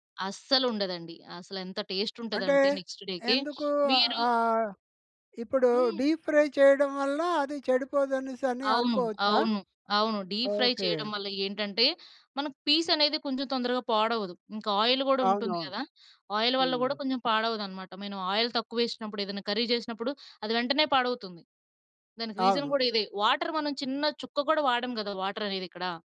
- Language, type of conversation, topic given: Telugu, podcast, అమ్మ వంటల వాసన ఇంటి అంతటా ఎలా పరిమళిస్తుంది?
- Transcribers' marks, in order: in English: "నెక్స్ట్ డేకి"; in English: "డీప్ ఫ్రై"; in English: "డీప్ ఫ్రై"; in English: "ఆయిల్"; in English: "కర్రీ"; in English: "రీజన్"; in English: "వాటర్"